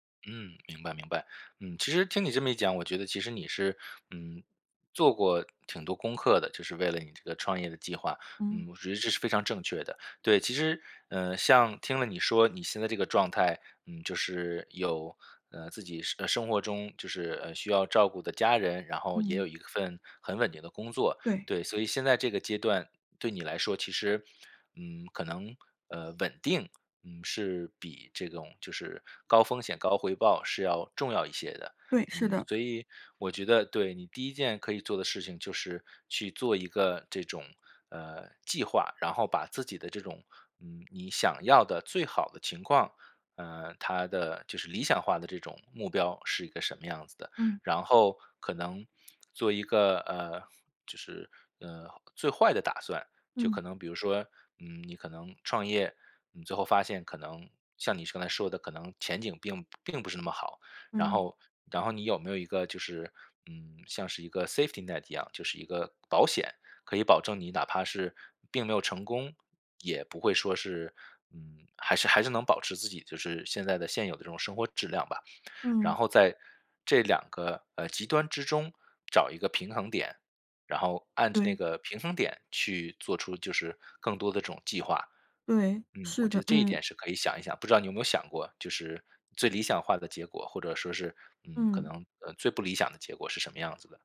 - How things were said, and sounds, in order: in English: "safety net"
- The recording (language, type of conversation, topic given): Chinese, advice, 我该在什么时候做重大改变，并如何在风险与稳定之间取得平衡？